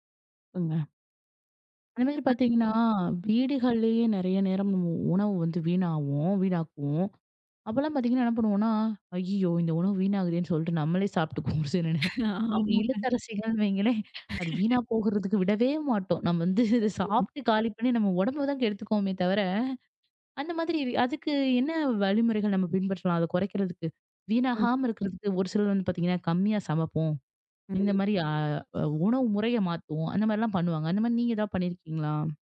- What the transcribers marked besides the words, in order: unintelligible speech; laughing while speaking: "சாப்பிட்டுக்குவோம். சில நேரம் இ இல்லத்தரசிகள்ன்னு வைங்களேன்"; chuckle; chuckle; laughing while speaking: "நாம் வந்து இத"; unintelligible speech
- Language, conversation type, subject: Tamil, podcast, உணவு வீணாவதைத் தவிர்க்க எளிய வழிகள் என்ன?